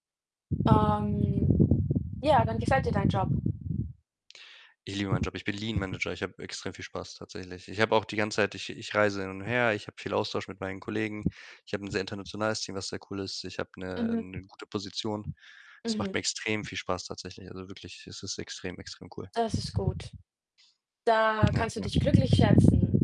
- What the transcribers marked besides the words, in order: wind; other background noise
- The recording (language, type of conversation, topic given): German, unstructured, Was war dein überraschendstes Erlebnis auf Reisen?